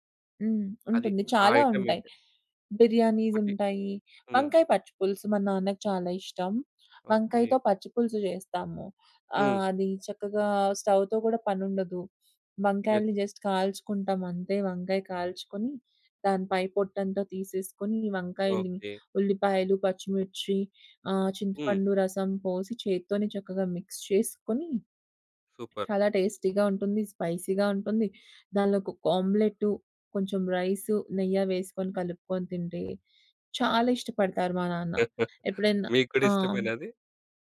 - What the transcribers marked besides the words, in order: in English: "ఐటెమ్"; in English: "స్టవ్‌తో"; in English: "యెస్"; in English: "జస్ట్"; in English: "మిక్స్"; in English: "సూపర్"; in English: "టేస్టీగా"; in English: "స్పైసీగా"; chuckle
- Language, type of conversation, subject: Telugu, podcast, కుటుంబంలో కొత్తగా చేరిన వ్యక్తికి మీరు వంట ఎలా నేర్పిస్తారు?